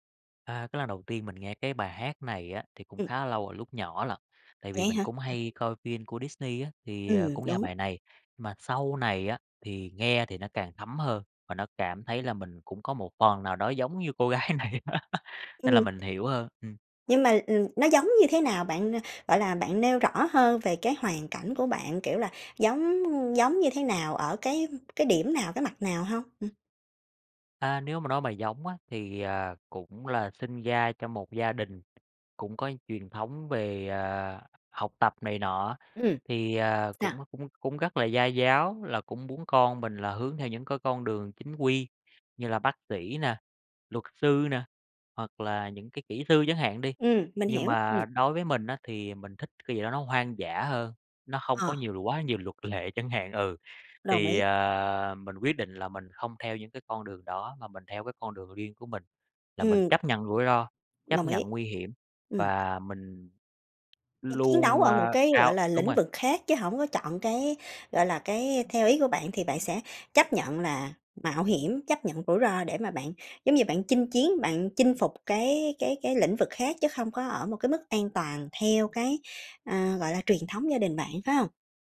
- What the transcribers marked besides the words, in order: tapping; laughing while speaking: "cô gái này"; laugh; other background noise
- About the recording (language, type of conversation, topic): Vietnamese, podcast, Bài hát nào bạn thấy như đang nói đúng về con người mình nhất?